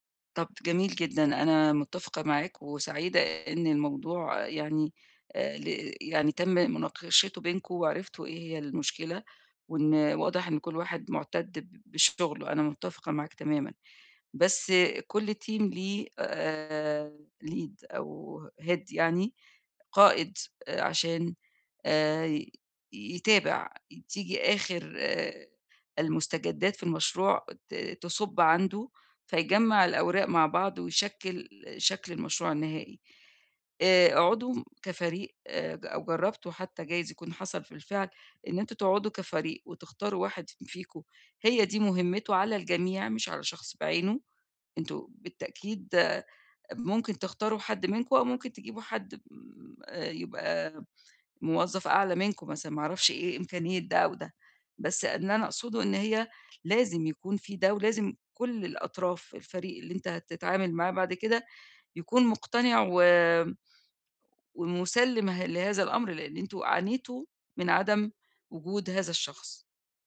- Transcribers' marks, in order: in English: "team"; in English: "lead"; in English: "head"
- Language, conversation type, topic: Arabic, advice, إزاي أقدر أستعيد ثقتي في نفسي بعد ما فشلت في شغل أو مشروع؟
- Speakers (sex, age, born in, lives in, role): female, 55-59, Egypt, Egypt, advisor; male, 20-24, Egypt, Egypt, user